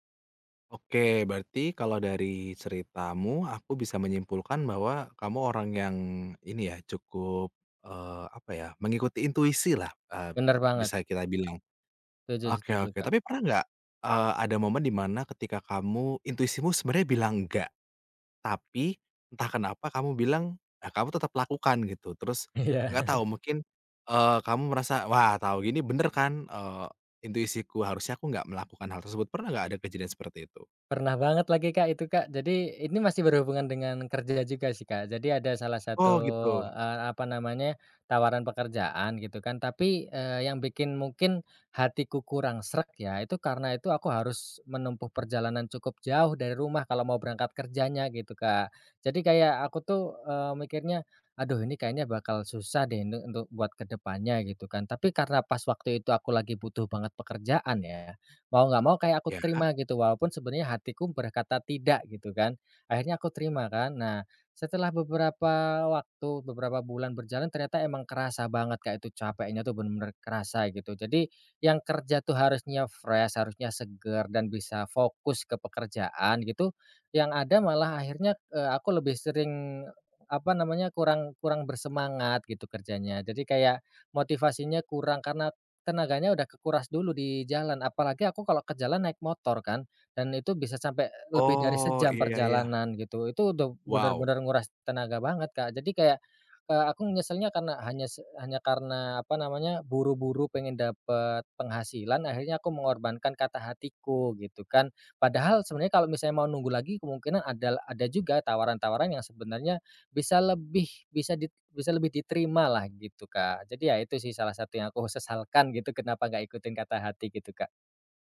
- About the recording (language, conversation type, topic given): Indonesian, podcast, Pernah nggak kamu mengikuti kata hati saat memilih jalan hidup, dan kenapa?
- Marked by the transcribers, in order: laughing while speaking: "Iya"; in English: "fresh"